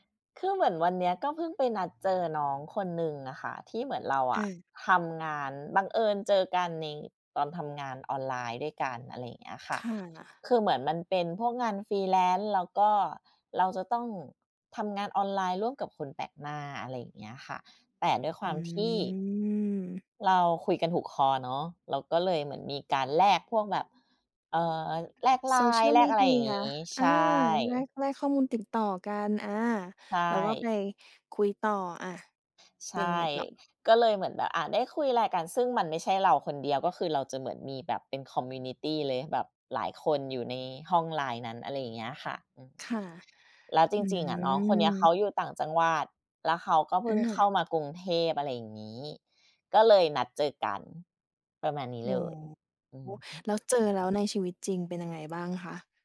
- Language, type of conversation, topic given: Thai, podcast, คุณไว้ใจคนที่รู้จักผ่านออนไลน์เท่ากับเพื่อนในชีวิตจริงไหม?
- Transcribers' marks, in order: drawn out: "อืม"; tapping; other noise